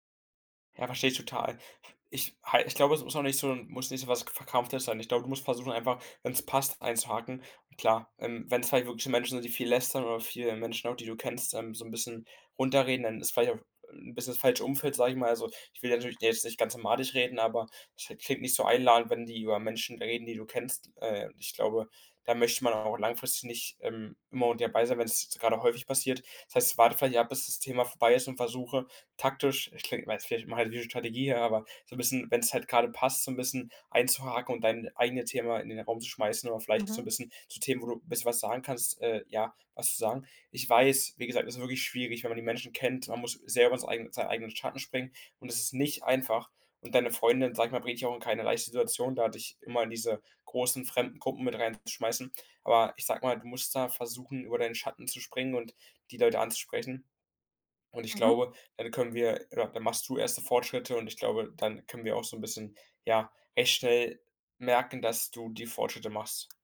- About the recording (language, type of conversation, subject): German, advice, Warum fühle ich mich auf Partys und Feiern oft ausgeschlossen?
- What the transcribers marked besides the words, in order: unintelligible speech; unintelligible speech